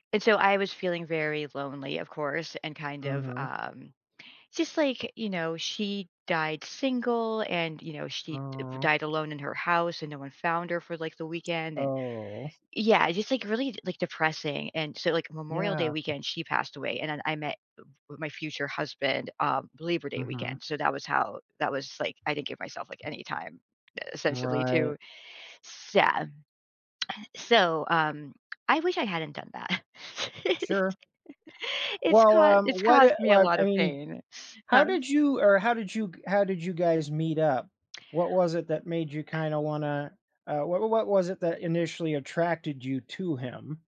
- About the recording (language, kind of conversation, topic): English, advice, How can I move past regret from a decision?
- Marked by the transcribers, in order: tapping; drawn out: "Oh"; lip smack; laugh